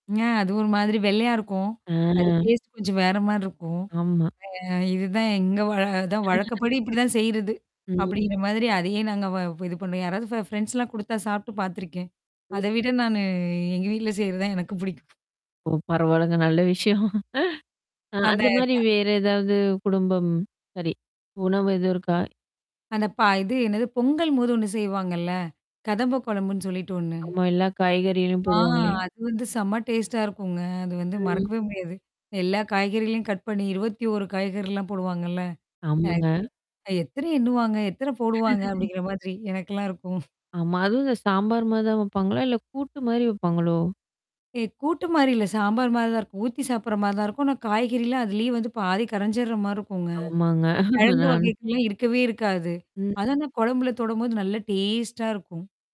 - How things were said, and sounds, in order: distorted speech; in English: "டேஸ்ட்"; static; laugh; in English: "ஃப்ரெண்ட்ஸ்லாம்"; laugh; drawn out: "ஆ"; in English: "டேஸ்ட்டா"; unintelligible speech; laugh; chuckle; tapping; laugh; other noise; in English: "டேஸ்ட்டா"
- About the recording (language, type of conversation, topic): Tamil, podcast, குடும்ப உணவுப் பாரம்பரியத்தை நினைத்தால் உங்களுக்கு எந்த உணவுகள் நினைவுக்கு வருகின்றன?